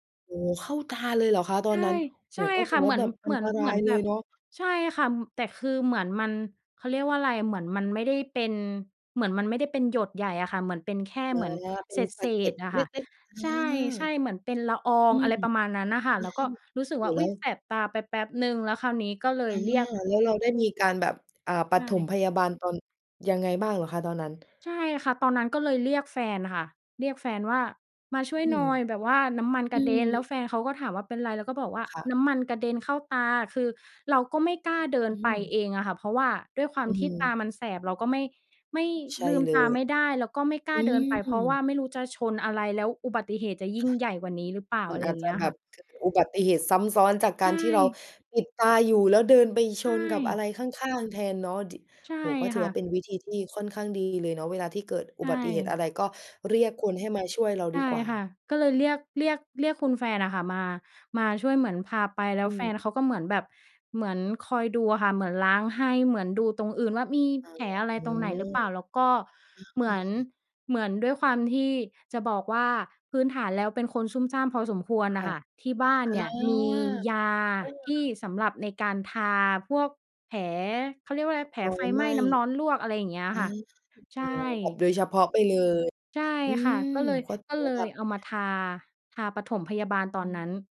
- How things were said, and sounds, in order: other background noise
- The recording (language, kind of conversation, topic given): Thai, podcast, เคยเกิดอุบัติเหตุในครัวไหม แล้วเล่าให้ฟังได้ไหม?